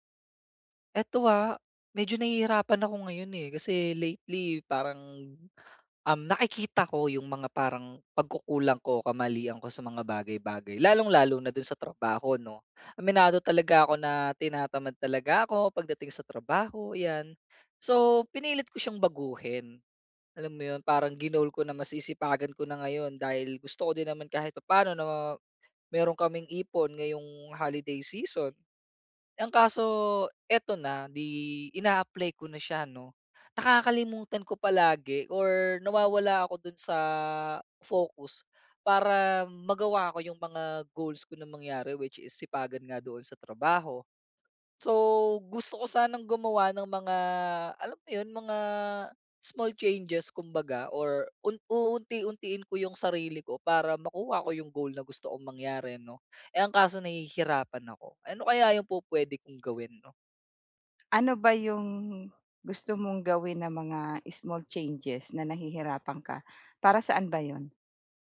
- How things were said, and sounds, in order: in English: "goals"; in English: "small changes"; in English: "small changes"
- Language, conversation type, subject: Filipino, advice, Paano ako makakagawa ng pinakamaliit na susunod na hakbang patungo sa layunin ko?